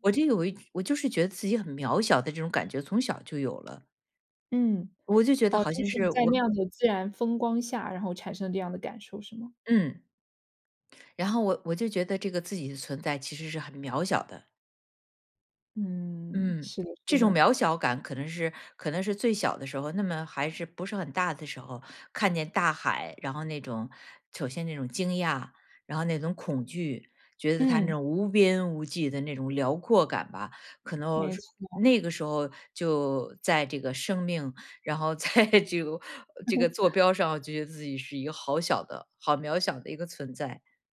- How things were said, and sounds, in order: laughing while speaking: "在"; laugh
- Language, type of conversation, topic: Chinese, podcast, 你第一次看到大海时是什么感觉？